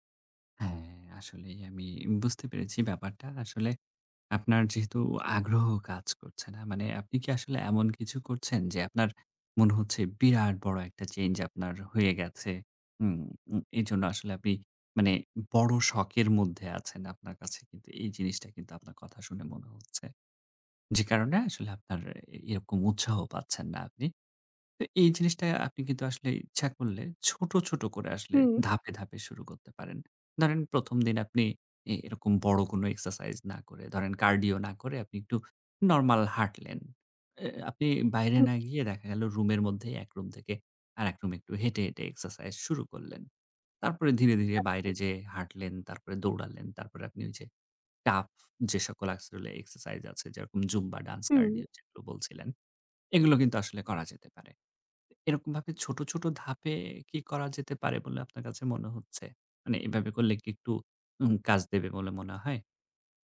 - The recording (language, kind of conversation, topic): Bengali, advice, দৈনন্দিন রুটিনে আগ্রহ হারানো ও লক্ষ্য স্পষ্ট না থাকা
- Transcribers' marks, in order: tapping